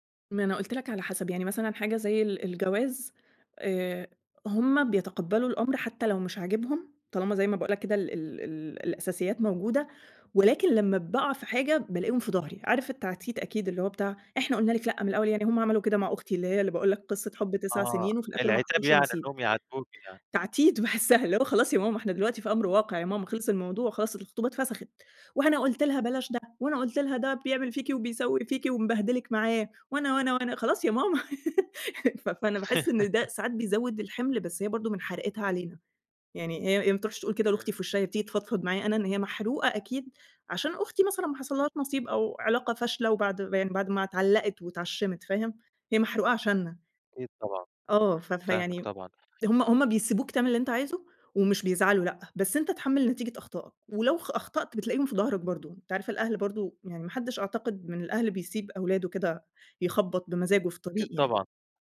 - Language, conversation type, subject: Arabic, podcast, هل نصايح العيلة بتأثر على قراراتك الطويلة المدى ولا القصيرة؟
- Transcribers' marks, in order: laugh